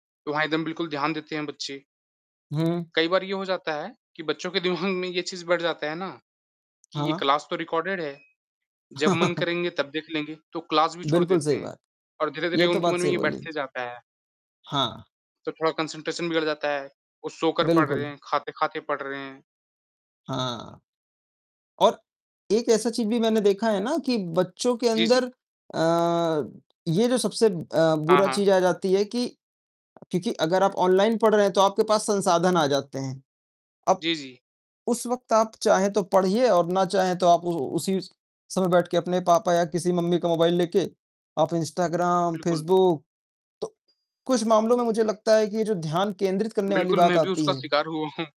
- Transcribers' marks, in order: distorted speech; laughing while speaking: "दिमाग में"; in English: "क्लास"; mechanical hum; in English: "रिकार्डेड"; chuckle; in English: "क्लास"; in English: "कॉन्सन्ट्रेशन"; other background noise; laughing while speaking: "हूँ"
- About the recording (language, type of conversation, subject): Hindi, unstructured, क्या ऑनलाइन पढ़ाई, ऑफ़लाइन पढ़ाई से बेहतर हो सकती है?